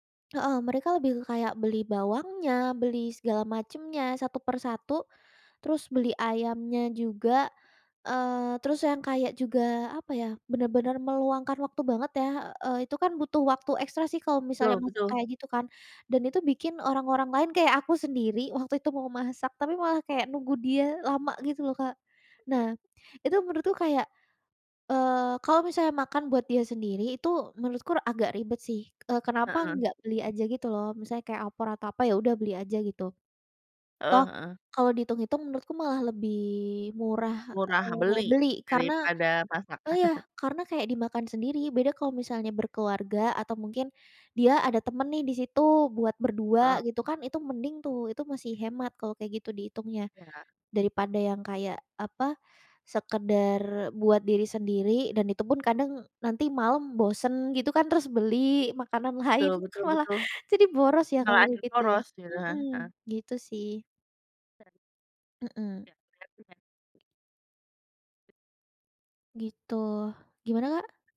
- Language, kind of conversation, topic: Indonesian, podcast, Apakah gaya hidup sederhana membuat hidupmu lebih tenang, dan mengapa?
- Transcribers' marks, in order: tapping; other background noise; chuckle; laughing while speaking: "lain, kan malah"; unintelligible speech